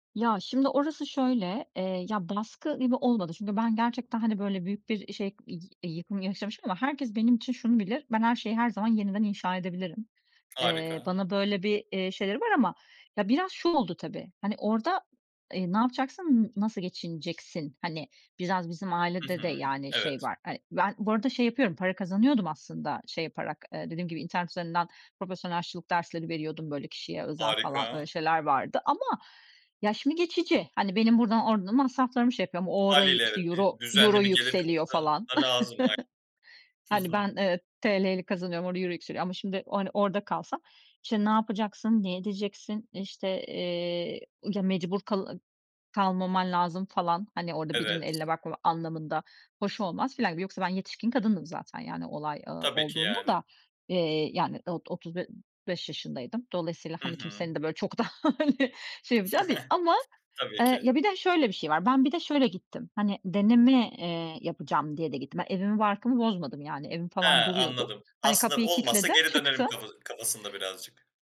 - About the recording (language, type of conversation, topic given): Turkish, podcast, İçgüdülerine güvenerek aldığın en büyük kararı anlatır mısın?
- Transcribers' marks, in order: other background noise; tapping; chuckle; laughing while speaking: "hani"; chuckle